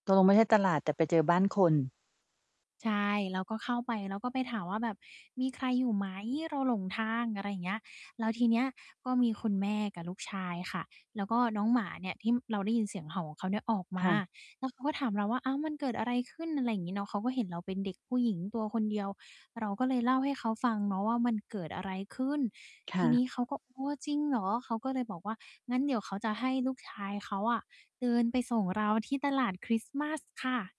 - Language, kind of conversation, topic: Thai, podcast, ถ้าหลงทางแล้วจะทำอย่างไรให้ไม่ตื่นตระหนก?
- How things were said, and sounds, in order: other background noise